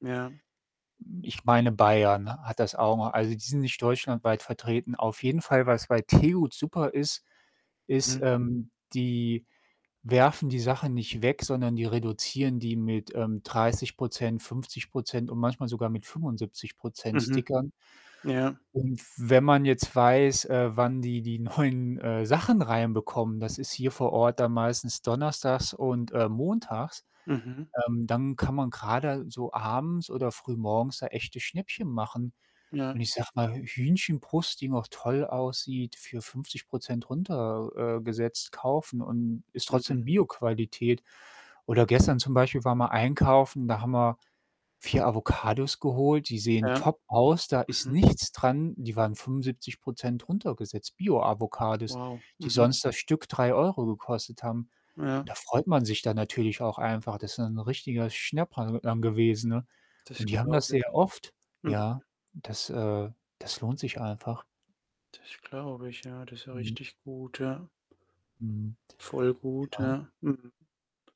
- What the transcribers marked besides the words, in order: distorted speech; laughing while speaking: "neuen"; tapping; other background noise
- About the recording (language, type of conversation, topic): German, unstructured, Wie kann man mit einem kleinen Budget klug leben?